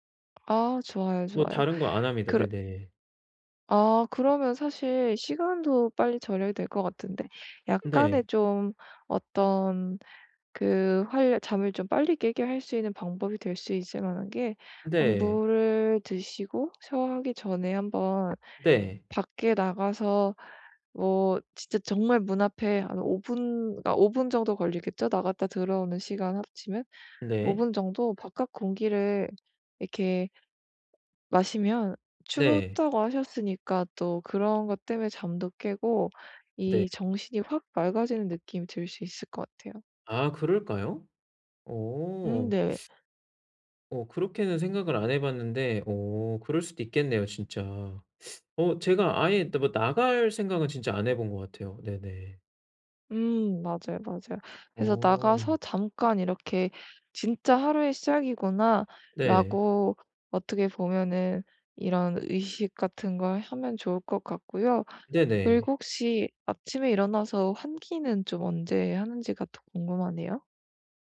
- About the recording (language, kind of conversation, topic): Korean, advice, 하루 동안 에너지를 더 잘 관리하려면 어떻게 해야 하나요?
- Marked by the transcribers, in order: other background noise; "춥다고" said as "추브다고"; teeth sucking